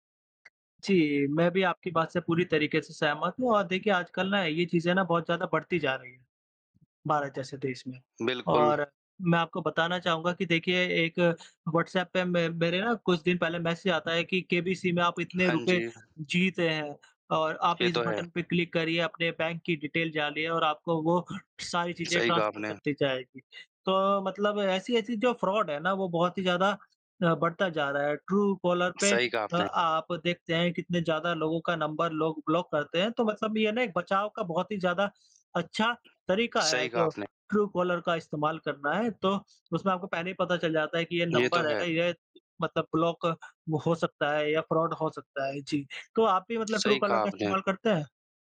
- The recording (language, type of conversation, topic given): Hindi, unstructured, क्या सोशल मीडिया झूठ और अफवाहें फैलाने में मदद कर रहा है?
- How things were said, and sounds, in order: tapping; in English: "क्लिक"; in English: "डिटेल"; "डालिए" said as "जालिये"; in English: "ट्रांसफर"; in English: "फ्रॉड"; in English: "ब्लॉक"; in English: "ब्लॉक"; in English: "फ्रॉड"